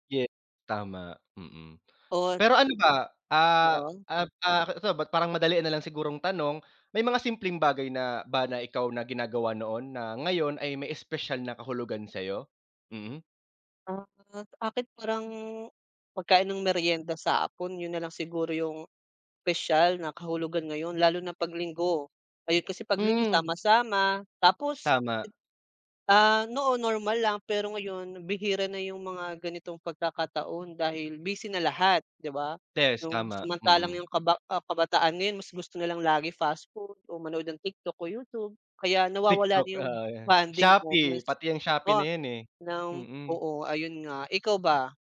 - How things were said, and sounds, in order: other background noise
- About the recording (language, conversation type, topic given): Filipino, unstructured, Ano ang mga alaala sa iyong pagkabata na hindi mo malilimutan?